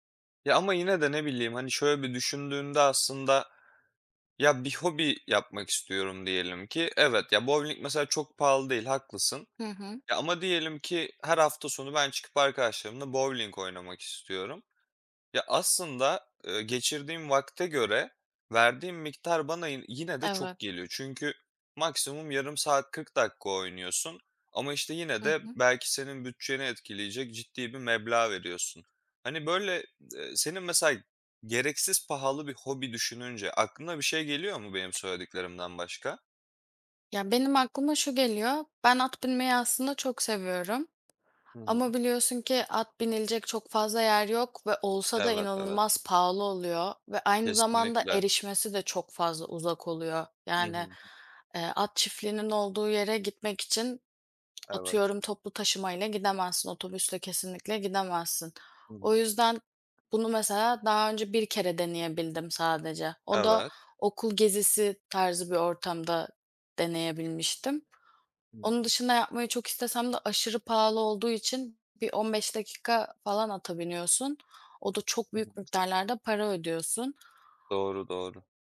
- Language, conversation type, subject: Turkish, unstructured, Bazı hobiler sizce neden gereksiz yere pahalıdır?
- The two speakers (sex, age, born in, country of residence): female, 25-29, Turkey, Poland; male, 25-29, Turkey, Poland
- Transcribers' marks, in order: tapping